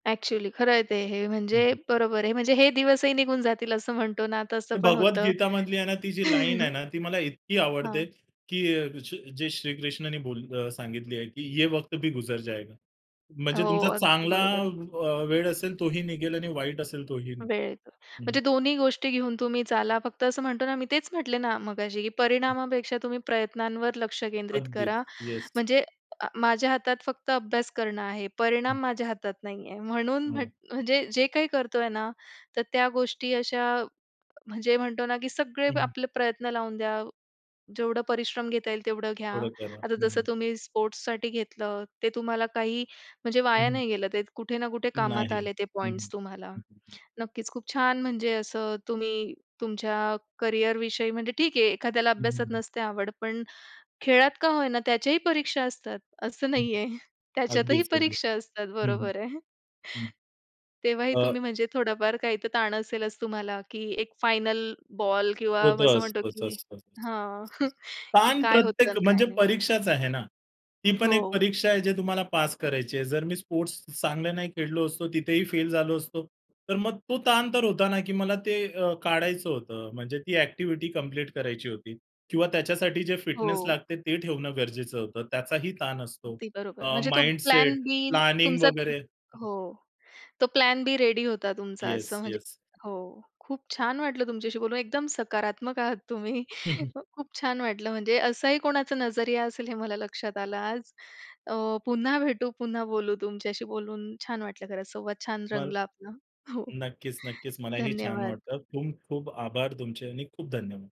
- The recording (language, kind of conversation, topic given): Marathi, podcast, परीक्षेचा ताण कमी करण्यासाठी तुम्ही काय करता?
- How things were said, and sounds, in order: in English: "ॲक्चुअली"; in English: "लाईन"; chuckle; in Hindi: "ये वक्त भी गुजर जाएगा"; other background noise; in English: "येस"; in English: "स्पोर्ट्ससाठी"; in English: "पॉईंट्स"; in English: "फायनल"; chuckle; in English: "स्पोर्ट्स"; "खेळलो" said as "खेडलो"; in English: "एक्टिव्हिटी कंप्लीट"; in English: "फिटनेस"; in English: "माइंडसेट, प्लानिंग"; in English: "प्लॅन बी"; in English: "प्लॅन बी रेडी"; in English: "येस, येस"; laughing while speaking: "आहात तुम्ही"; chuckle; "खूप" said as "खुंप"